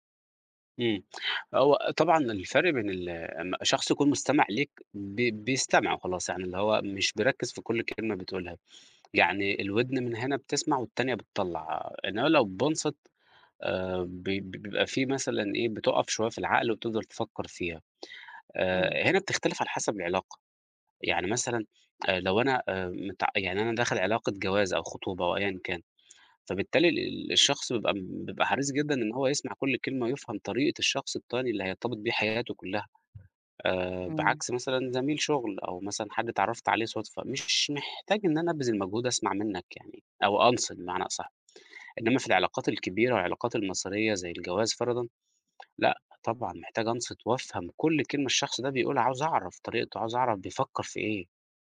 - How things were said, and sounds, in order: other background noise
- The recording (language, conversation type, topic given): Arabic, podcast, إزاي بتستخدم الاستماع عشان تبني ثقة مع الناس؟